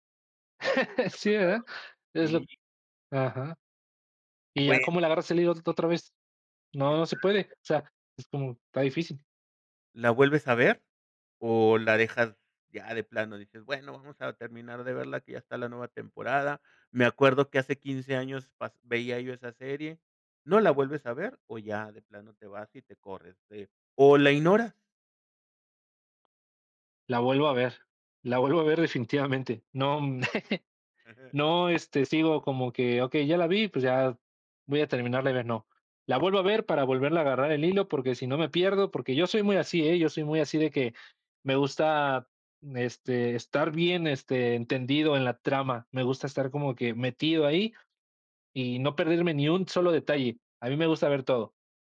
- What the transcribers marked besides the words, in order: laugh; chuckle; tapping; chuckle
- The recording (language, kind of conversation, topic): Spanish, podcast, ¿Cómo eliges qué ver en plataformas de streaming?